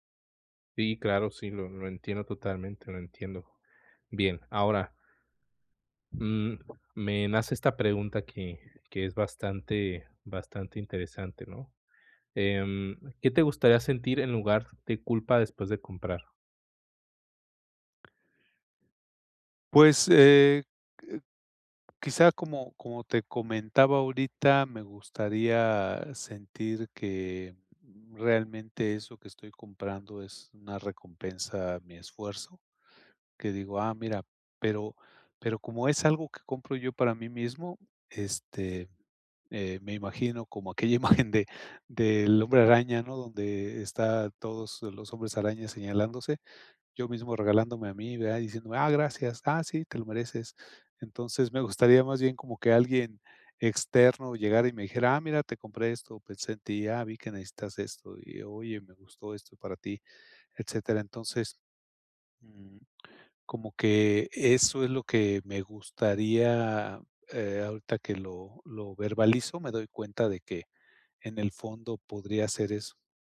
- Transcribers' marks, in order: other background noise; tapping; laughing while speaking: "imagen de"
- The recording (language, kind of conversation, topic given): Spanish, advice, ¿Cómo puedo evitar las compras impulsivas y el gasto en cosas innecesarias?